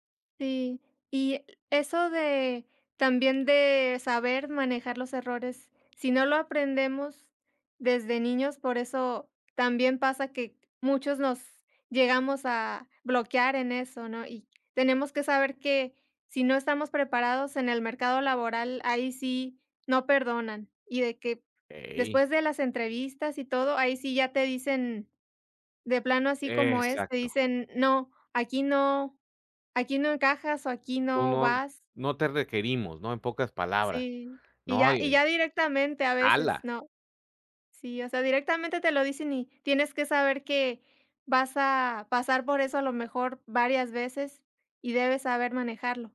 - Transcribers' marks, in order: none
- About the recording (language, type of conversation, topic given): Spanish, unstructured, ¿Alguna vez has sentido que la escuela te hizo sentir menos por tus errores?